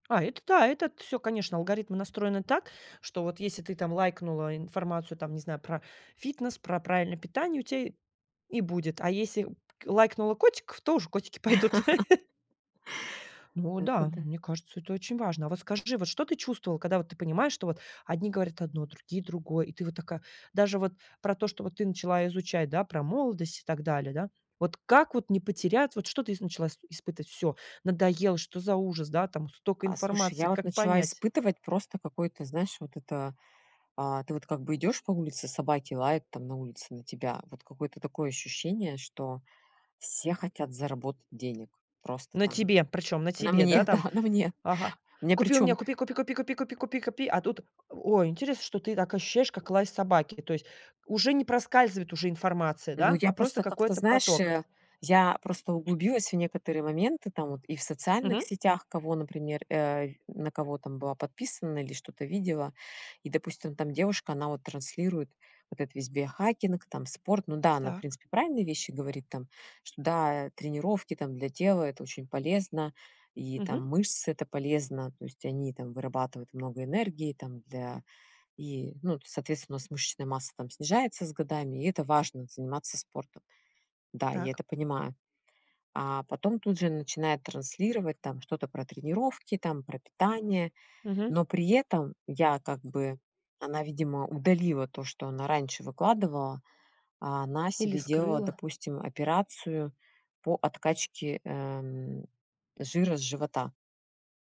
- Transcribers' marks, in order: tapping; laugh; chuckle; laughing while speaking: "На мне, да"
- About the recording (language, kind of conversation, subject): Russian, podcast, Как не потеряться в потоке информации?